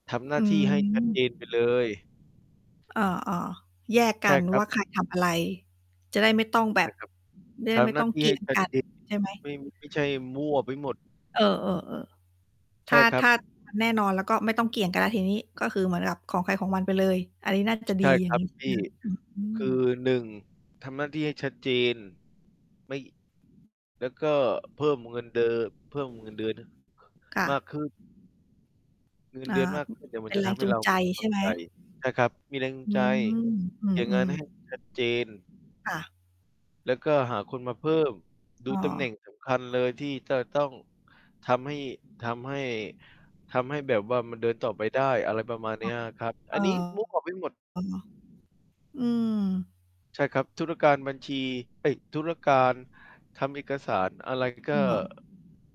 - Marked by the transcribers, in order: distorted speech; static; mechanical hum; in English: "move"
- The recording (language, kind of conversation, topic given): Thai, unstructured, คุณรับมือกับความไม่ยุติธรรมในที่ทำงานอย่างไร?